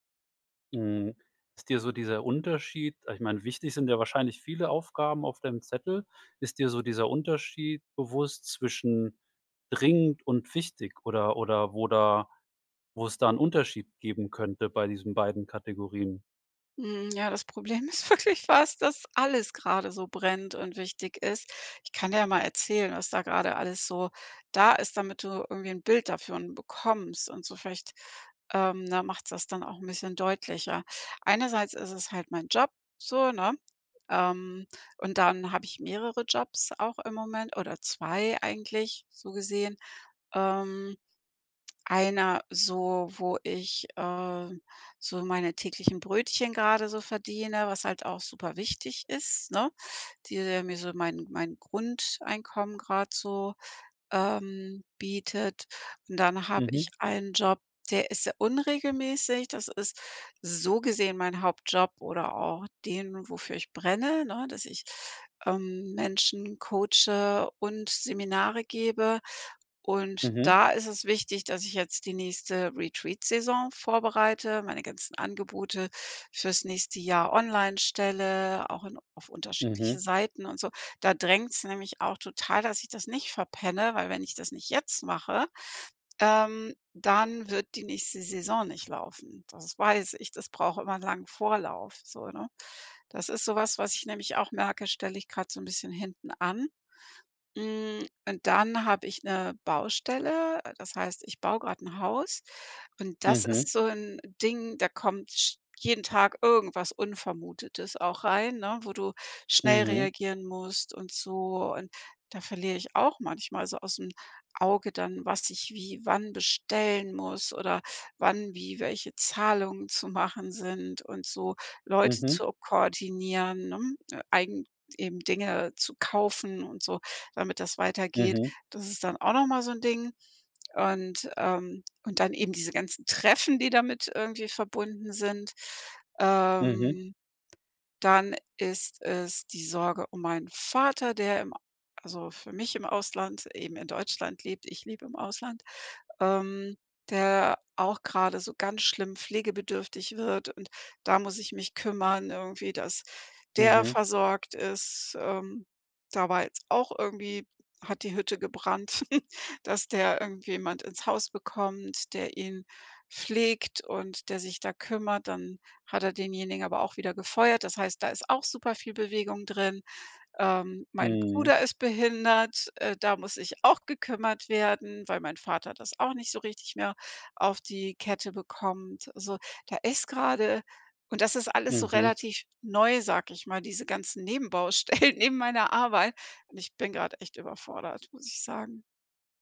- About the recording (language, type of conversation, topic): German, advice, Wie kann ich dringende und wichtige Aufgaben sinnvoll priorisieren?
- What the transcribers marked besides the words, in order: laughing while speaking: "ist wirklich das"; tapping; other background noise; chuckle; laughing while speaking: "Nebenbaustellen neben meiner Arbeit"